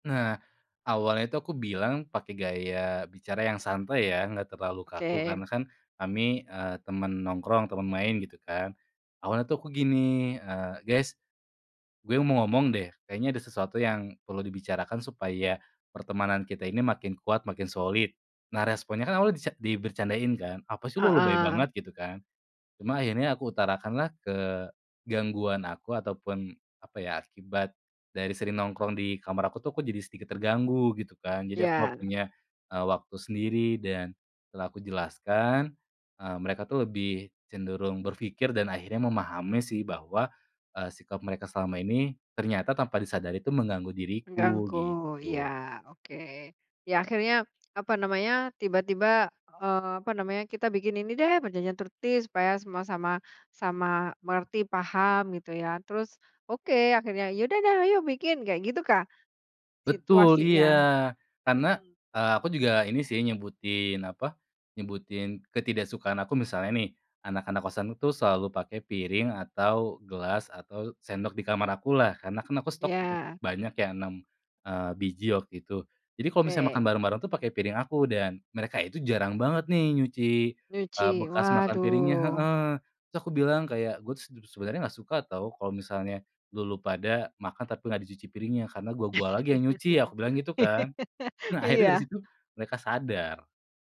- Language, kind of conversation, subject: Indonesian, podcast, Bagaimana cara menegaskan batas tanpa membuat hubungan menjadi renggang?
- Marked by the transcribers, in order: laugh